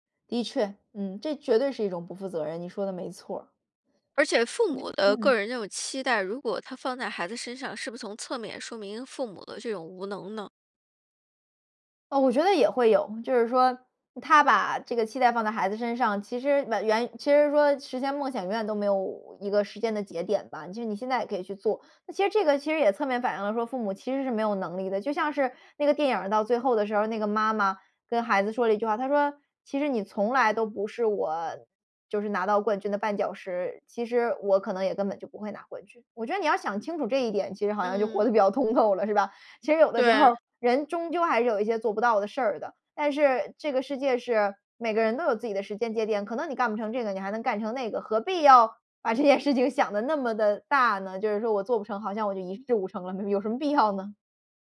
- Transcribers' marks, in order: other background noise; laughing while speaking: "这件事情"
- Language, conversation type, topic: Chinese, podcast, 爸妈对你最大的期望是什么?